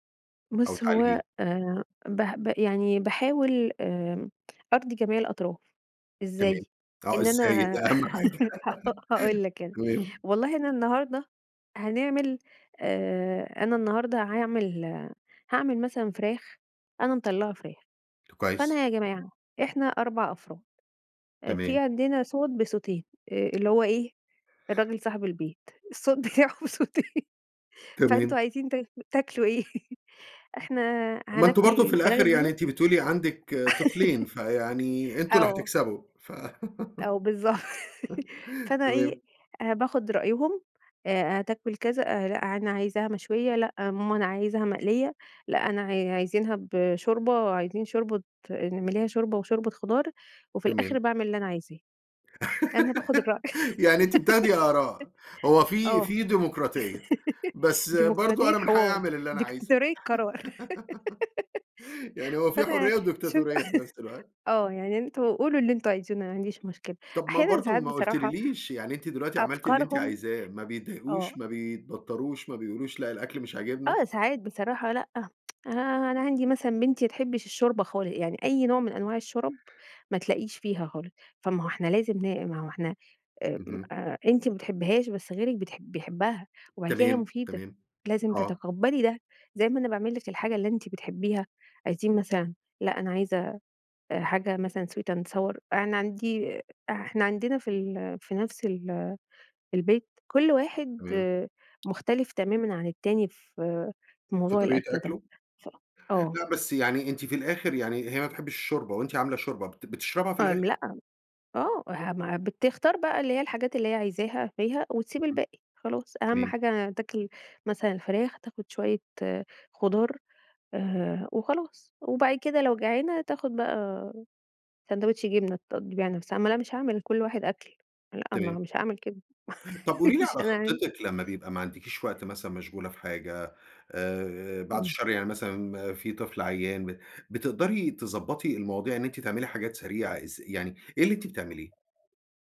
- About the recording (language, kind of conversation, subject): Arabic, podcast, إزاي تخطط لوجبات الأسبوع بطريقة سهلة؟
- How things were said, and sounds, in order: laugh; laughing while speaking: "هاقول لك أنا"; laughing while speaking: "ده أهم حاجة"; laugh; tapping; laughing while speaking: "الصوت بتاعه بصوتين"; laugh; laughing while speaking: "إيه؟"; chuckle; laugh; laughing while speaking: "بالضبط"; laugh; laugh; laughing while speaking: "يعني أنتِ بتاخدي آراء"; laughing while speaking: "الرأي"; laugh; laughing while speaking: "قرار"; giggle; laughing while speaking: "شوف"; chuckle; tsk; in English: "Sweet and Sour"; other background noise; other noise; chuckle; laughing while speaking: "مش هنعمل"